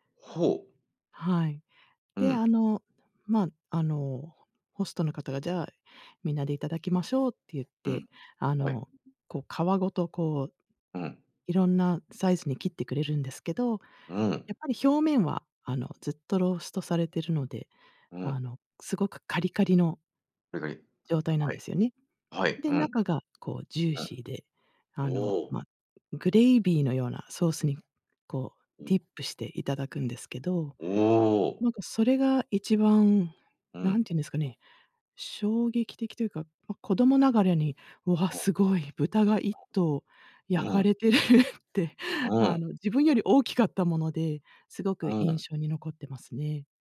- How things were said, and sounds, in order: other background noise; in English: "グレイビー"; in English: "ディップ"; unintelligible speech; laughing while speaking: "焼かれてるって"
- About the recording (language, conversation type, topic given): Japanese, unstructured, あなたの地域の伝統的な料理は何ですか？